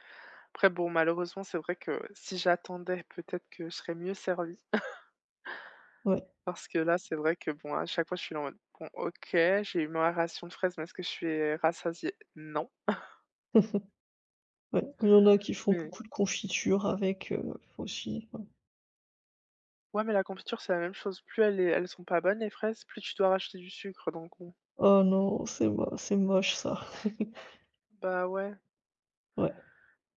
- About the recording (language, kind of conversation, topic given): French, unstructured, Quelle est votre relation avec les achats en ligne et quel est leur impact sur vos habitudes ?
- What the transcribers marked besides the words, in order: chuckle; chuckle; other background noise; laugh